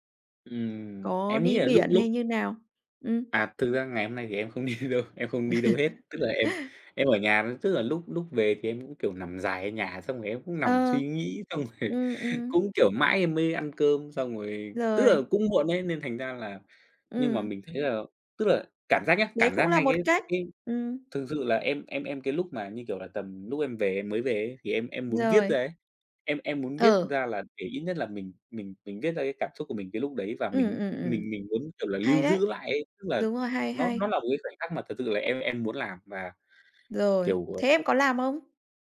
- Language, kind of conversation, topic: Vietnamese, podcast, Bạn cân bằng việc học và cuộc sống hằng ngày như thế nào?
- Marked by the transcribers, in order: laughing while speaking: "đi đâu"; chuckle; other background noise; laughing while speaking: "rồi"; tapping